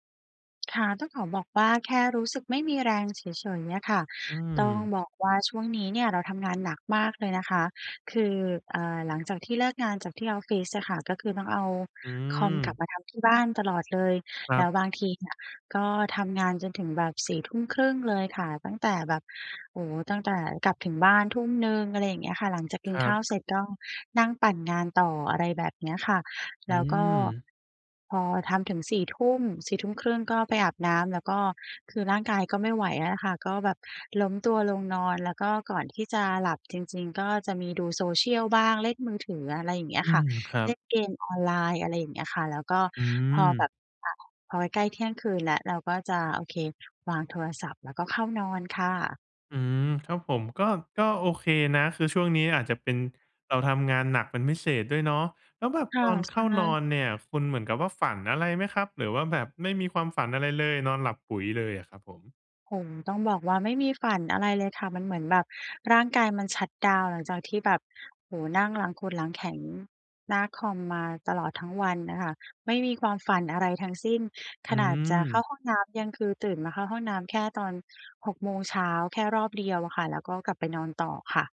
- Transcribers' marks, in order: none
- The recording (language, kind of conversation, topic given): Thai, advice, จะทำอย่างไรให้ตื่นเช้าทุกวันอย่างสดชื่นและไม่ง่วง?